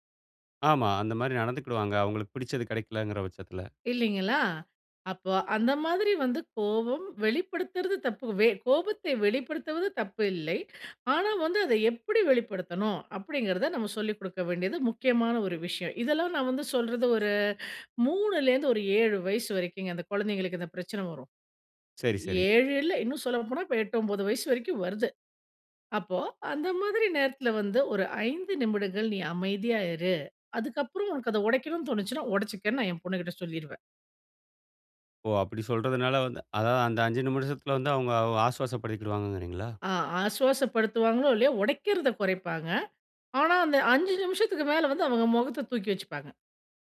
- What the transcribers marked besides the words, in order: other background noise
- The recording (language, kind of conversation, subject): Tamil, podcast, குழந்தைகளுக்கு உணர்ச்சிகளைப் பற்றி எப்படி விளக்குவீர்கள்?